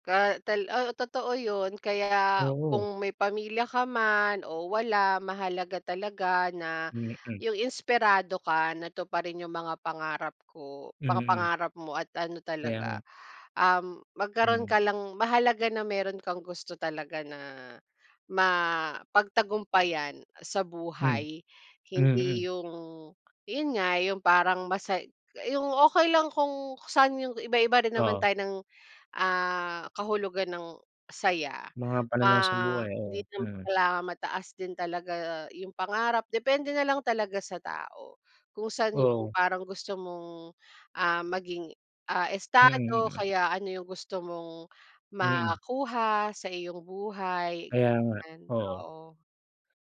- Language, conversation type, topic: Filipino, unstructured, Ano ang nagbibigay sa’yo ng inspirasyon para magpatuloy?
- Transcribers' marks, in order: tapping